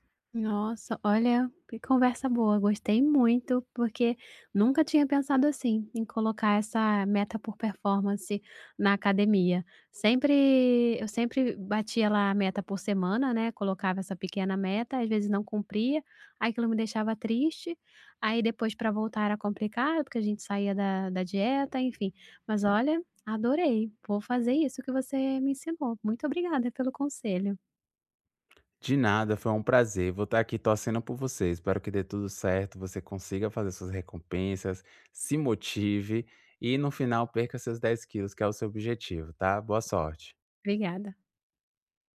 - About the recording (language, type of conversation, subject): Portuguese, advice, Como posso planejar pequenas recompensas para manter minha motivação ao criar hábitos positivos?
- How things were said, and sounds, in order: other background noise; tapping